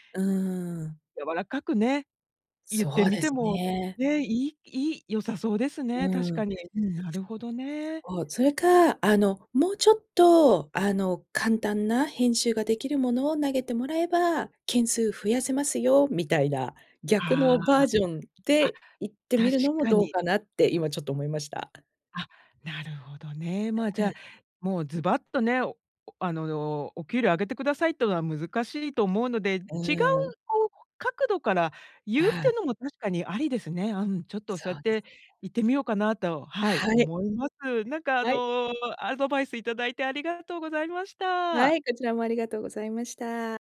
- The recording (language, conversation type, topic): Japanese, advice, ストレスの原因について、変えられることと受け入れるべきことをどう判断すればよいですか？
- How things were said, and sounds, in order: other background noise